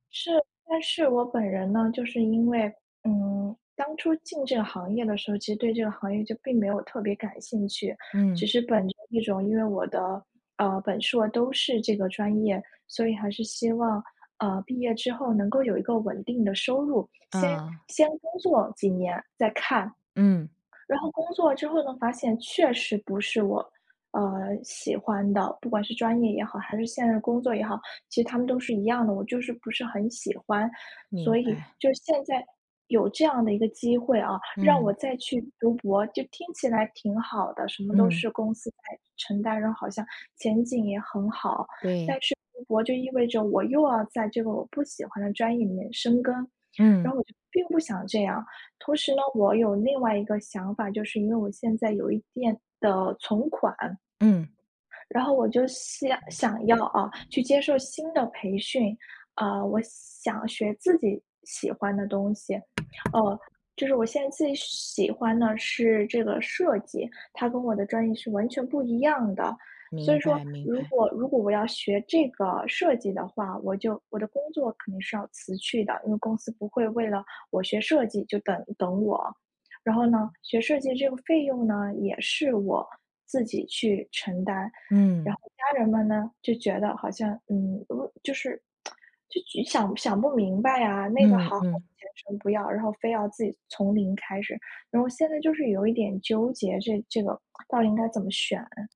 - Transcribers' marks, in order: "一定" said as "一店"; other background noise; tapping; tsk
- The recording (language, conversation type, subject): Chinese, advice, 我该如何决定是回校进修还是参加新的培训？